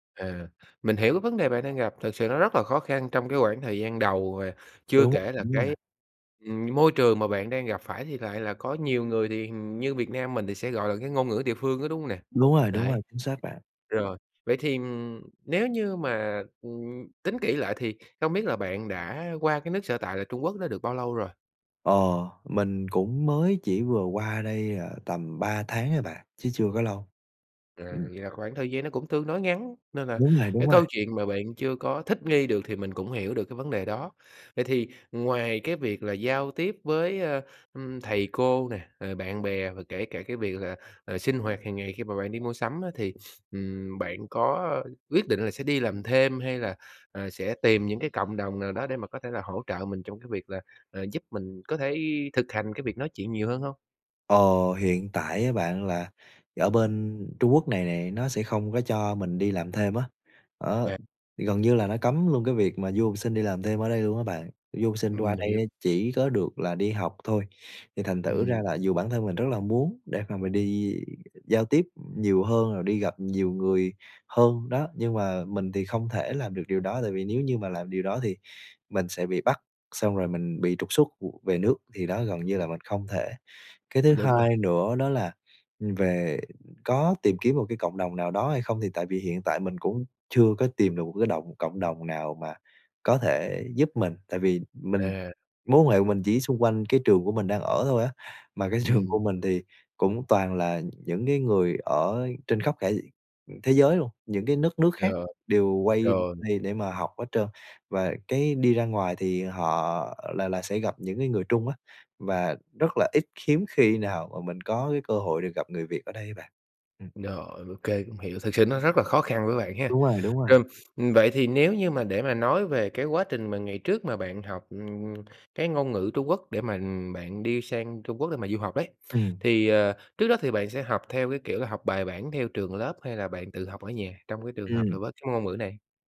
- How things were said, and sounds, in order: unintelligible speech; tapping; sniff; other background noise; laughing while speaking: "trường"; "đất" said as "nất"
- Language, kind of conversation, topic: Vietnamese, advice, Bạn làm thế nào để bớt choáng ngợp vì chưa thành thạo ngôn ngữ ở nơi mới?